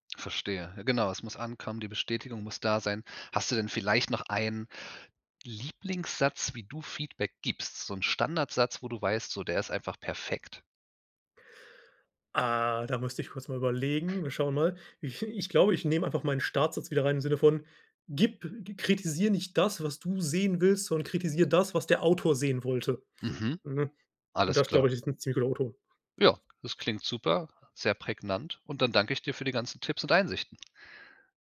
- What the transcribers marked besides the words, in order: other background noise
- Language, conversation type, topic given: German, podcast, Wie gibst du Feedback, das wirklich hilft?